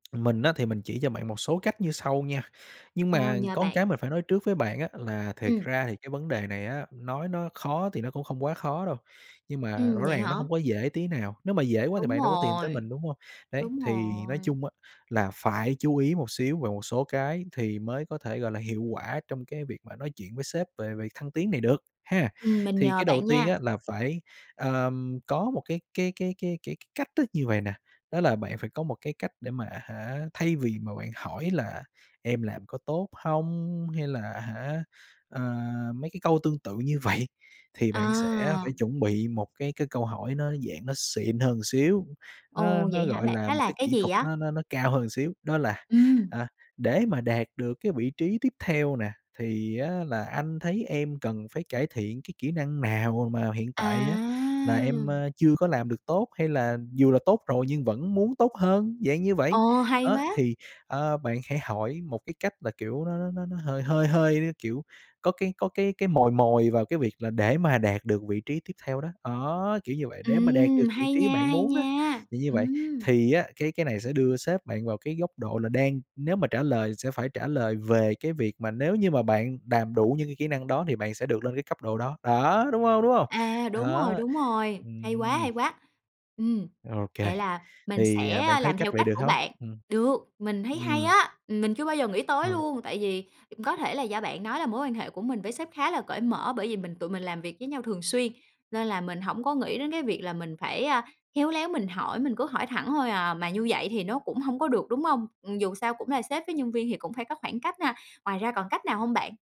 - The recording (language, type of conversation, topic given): Vietnamese, advice, Làm thế nào để trao đổi với sếp về phản hồi và cơ hội thăng tiến?
- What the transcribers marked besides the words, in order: "một" said as "ờn"; tapping; "một" said as "ờn"; other background noise; "một" said as "ờn"